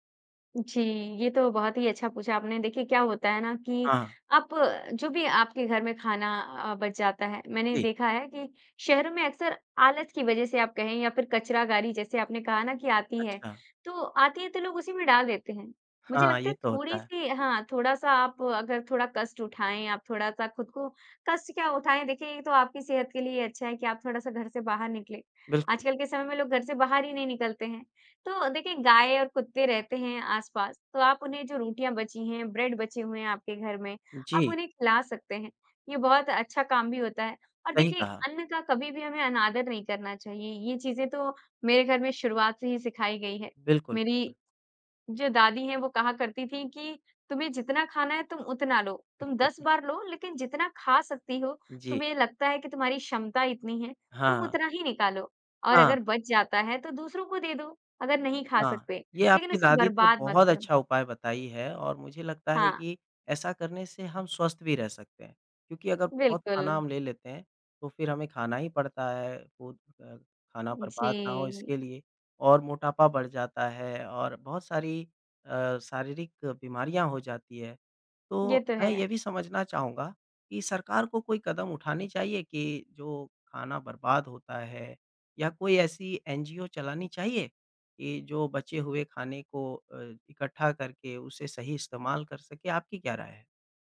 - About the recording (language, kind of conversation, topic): Hindi, podcast, रोज़मर्रा की जिंदगी में खाद्य अपशिष्ट कैसे कम किया जा सकता है?
- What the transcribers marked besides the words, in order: tapping; chuckle